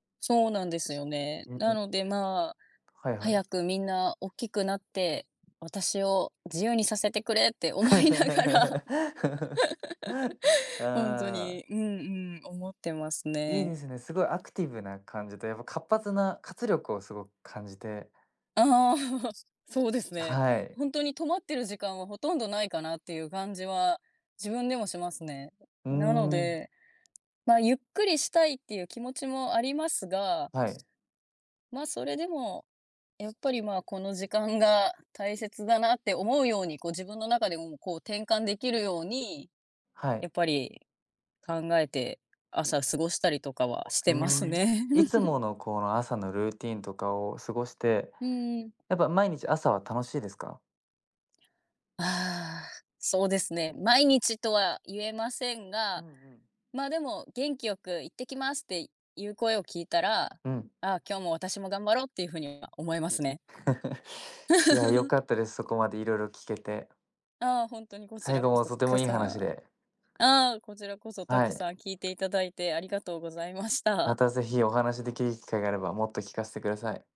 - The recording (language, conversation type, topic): Japanese, podcast, あなたの朝の習慣はどんな感じですか？
- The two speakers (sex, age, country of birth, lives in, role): female, 25-29, Japan, Japan, guest; male, 20-24, Japan, Japan, host
- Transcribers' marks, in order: laugh; laughing while speaking: "思いながら"; laugh; chuckle; background speech; laugh; tapping; other background noise; chuckle; laugh